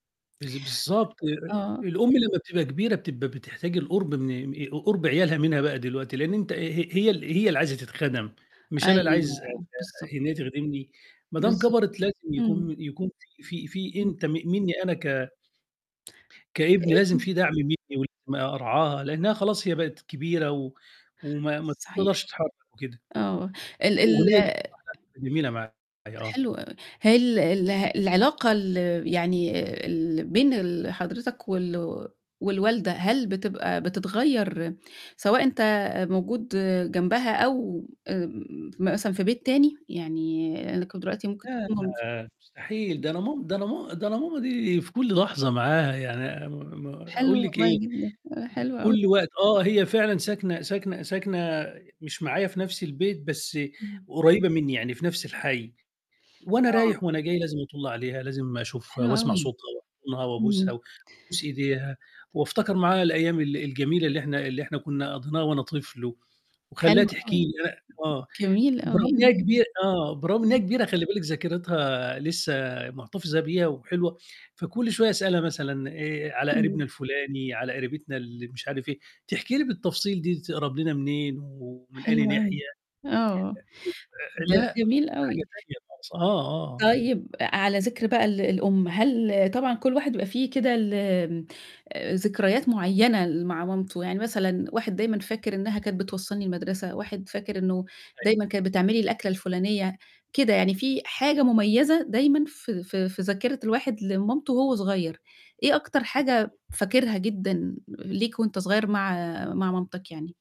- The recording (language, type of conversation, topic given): Arabic, podcast, إيه الأغنية اللي أول ما تسمعها بتفكّرك بأمك أو أبوك؟
- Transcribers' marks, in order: unintelligible speech; distorted speech; unintelligible speech; unintelligible speech; unintelligible speech; other background noise; other noise; unintelligible speech; tsk; tapping